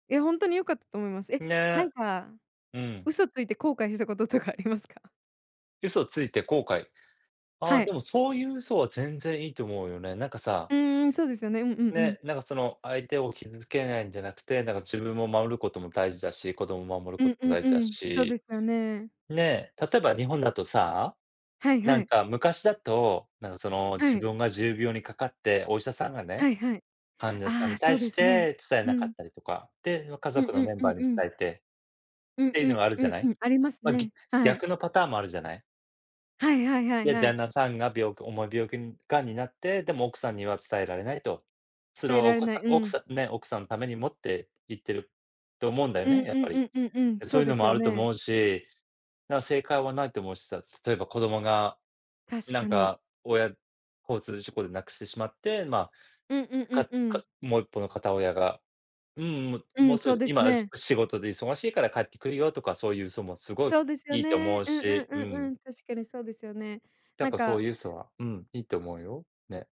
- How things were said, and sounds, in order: laughing while speaking: "ありますか？"; other noise; tapping
- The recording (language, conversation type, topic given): Japanese, unstructured, あなたは嘘をつくことを正当化できると思いますか？